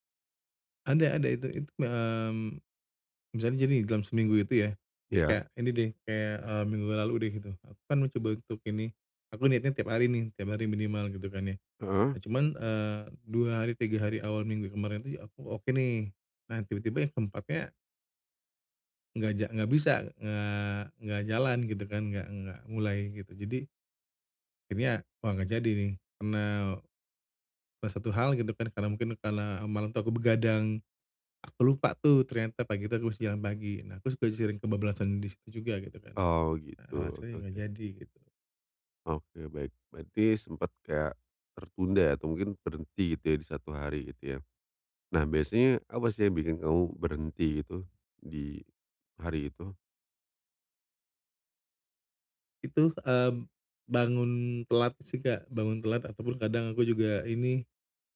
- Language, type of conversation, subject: Indonesian, advice, Bagaimana cara memulai dengan langkah kecil setiap hari agar bisa konsisten?
- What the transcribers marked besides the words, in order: "karena" said as "enau"